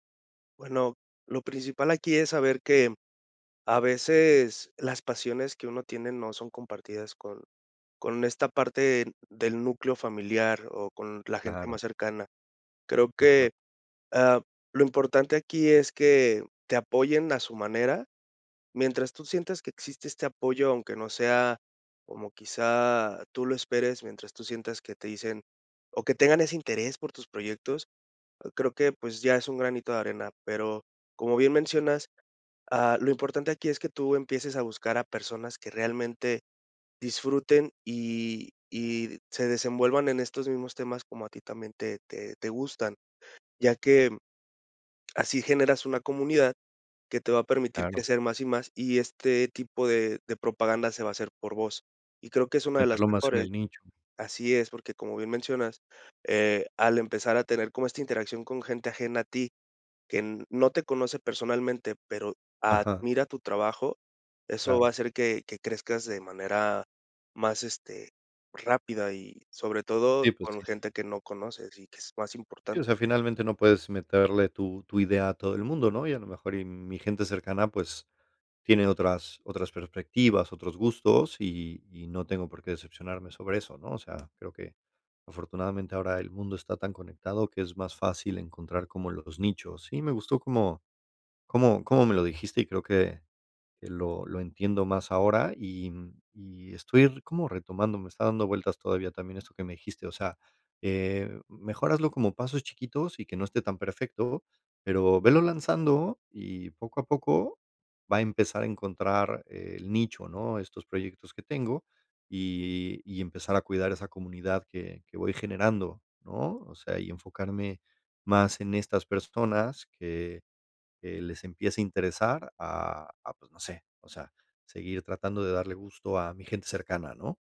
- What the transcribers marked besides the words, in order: other background noise
- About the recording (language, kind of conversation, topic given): Spanish, advice, ¿Cómo puedo superar el bloqueo de empezar un proyecto creativo por miedo a no hacerlo bien?